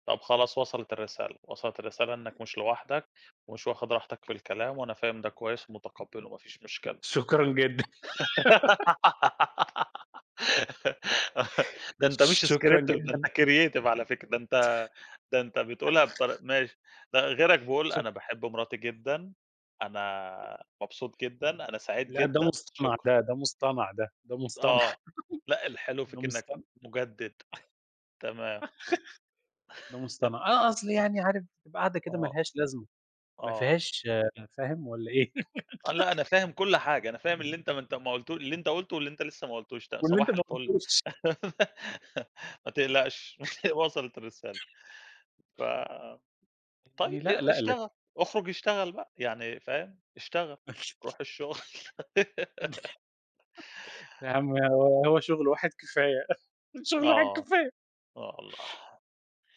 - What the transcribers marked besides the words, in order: laughing while speaking: "جدًا"; giggle; laugh; in English: "scripted"; in English: "creative"; giggle; unintelligible speech; laughing while speaking: "مصطنَع"; laugh; laugh; tapping; laugh; other background noise; laugh; laugh; laughing while speaking: "الشغل"; laugh; laugh; laughing while speaking: "شغل واحد كفاية"
- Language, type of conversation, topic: Arabic, unstructured, إيه العادة اليومية اللي بتخليك مبسوط؟